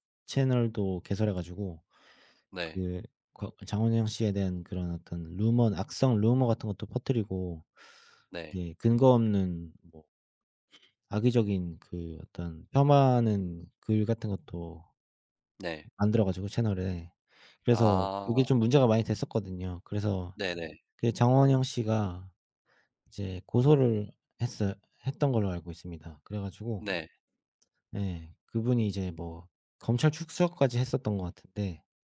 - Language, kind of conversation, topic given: Korean, unstructured, 사이버 괴롭힘에 어떻게 대처하는 것이 좋을까요?
- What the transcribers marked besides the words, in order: other background noise; "출석" said as "축석"